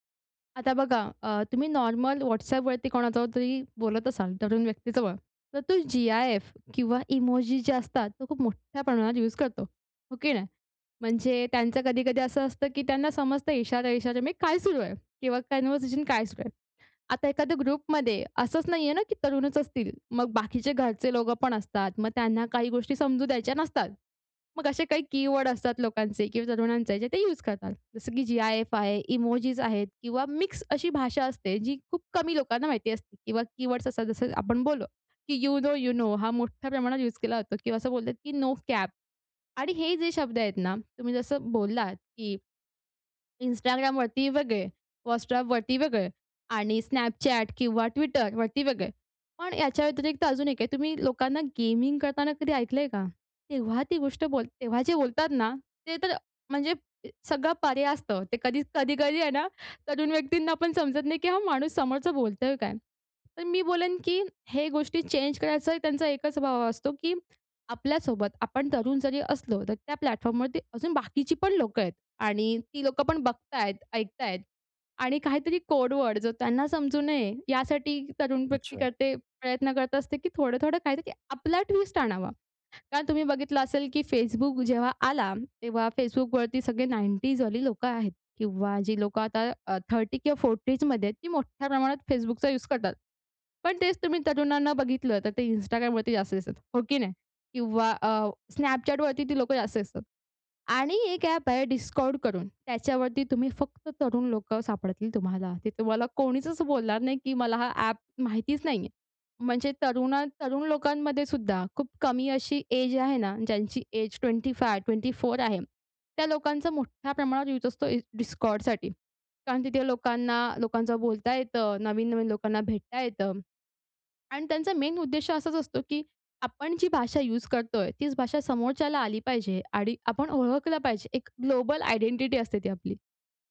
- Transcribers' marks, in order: in Hindi: "इशारो-इशारो में"; in English: "कॉन्व्हर्सेशन"; in English: "ग्रुपमध्ये"; in English: "कीवर्ड"; in English: "कीवर्ड्स"; in English: "यू नो यू नो"; stressed: "मोठ्या"; in English: "नो कॅप"; in English: "गेमिंग"; joyful: "कधी-कधी आहे ना, तरुण व्यक्तींना … समोरचं बोलतोय काय!"; in English: "प्लॅटफॉर्मवरती"; in English: "कोड वर्ड"; in English: "ट्विस्ट"; in English: "नाइन्टीज वाली"; in English: "थर्टी"; in English: "फोर्टीज"; in English: "एज"; in English: "एज ट्वेंटी फाइव ट्वेंटी फोर"; in English: "मेन"
- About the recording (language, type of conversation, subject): Marathi, podcast, तरुणांची ऑनलाइन भाषा कशी वेगळी आहे?